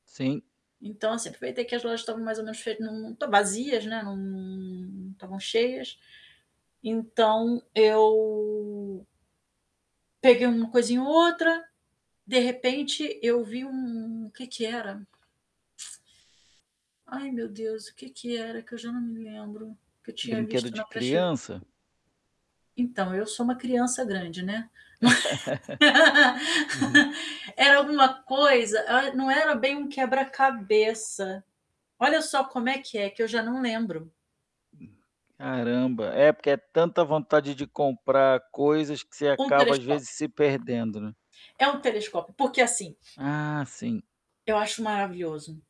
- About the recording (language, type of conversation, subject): Portuguese, advice, Quais gatilhos fazem você querer consumir sem perceber?
- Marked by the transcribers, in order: tapping; static; other background noise; laugh; mechanical hum